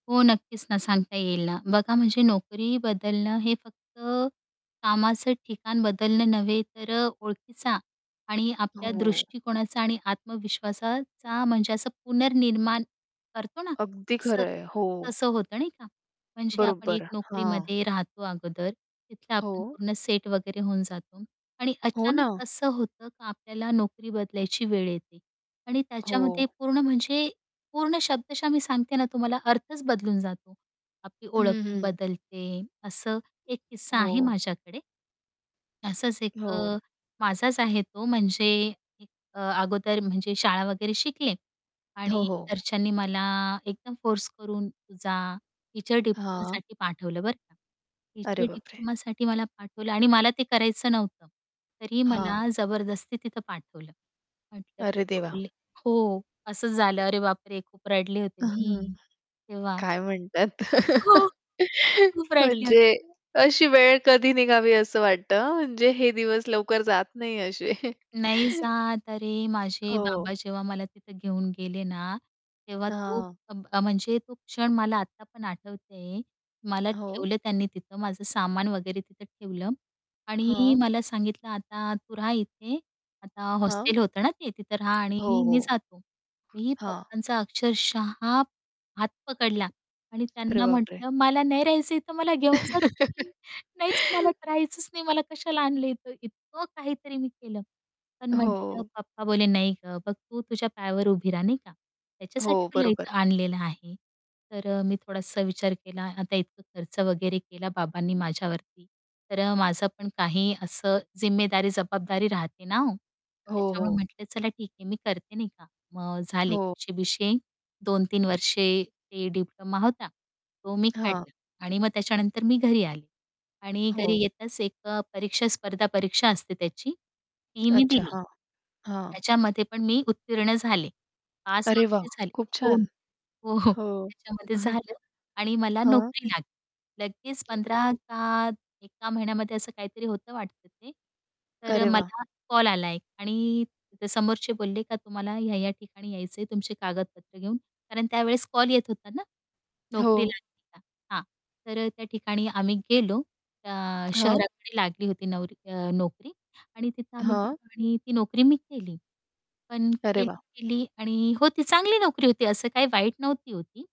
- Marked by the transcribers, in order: static; distorted speech; in English: "टीचर"; in English: "टीचर"; laugh; laughing while speaking: "असे"; inhale; tapping; other background noise; laugh; inhale; laughing while speaking: "हो"; chuckle
- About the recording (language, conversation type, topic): Marathi, podcast, नोकरी बदलल्यानंतर तुमच्या ओळखींच्या वर्तुळात कोणते बदल जाणवले?